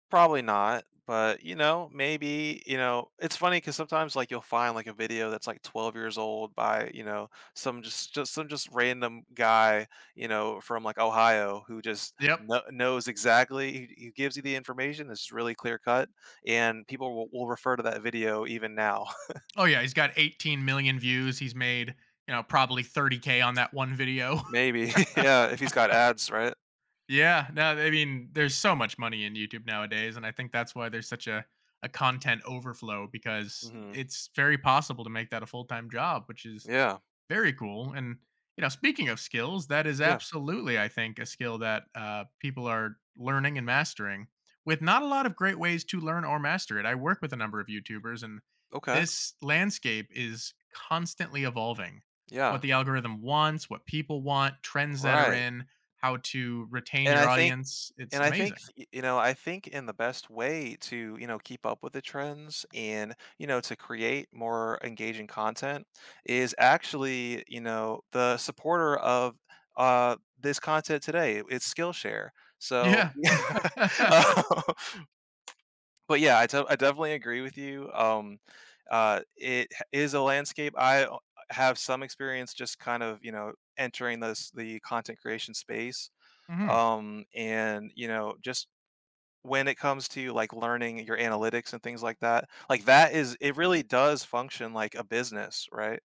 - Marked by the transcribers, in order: chuckle; laughing while speaking: "Maybe"; laughing while speaking: "video"; laugh; tapping; laughing while speaking: "Yeah"; laughing while speaking: "yeah oh"; laugh
- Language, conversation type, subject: English, unstructured, What helps you keep your curiosity and passion for learning alive?
- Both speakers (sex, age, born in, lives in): male, 35-39, Germany, United States; male, 35-39, United States, United States